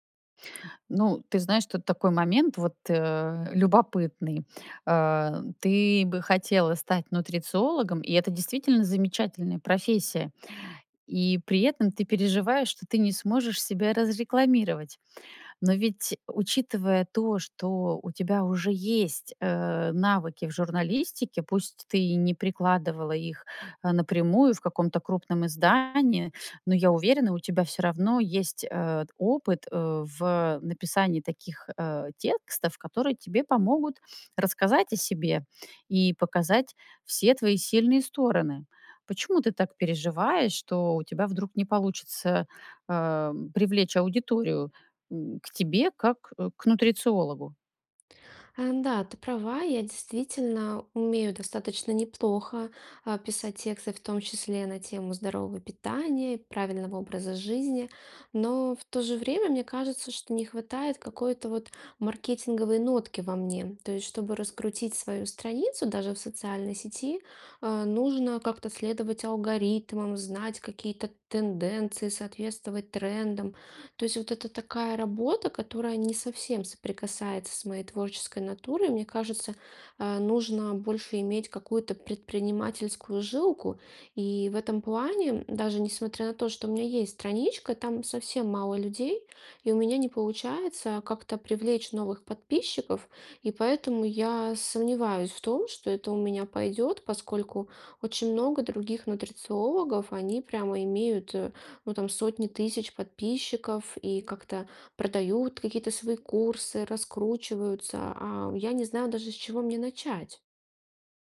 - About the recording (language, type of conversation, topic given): Russian, advice, Как вы планируете сменить карьеру или профессию в зрелом возрасте?
- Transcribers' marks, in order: tapping; other background noise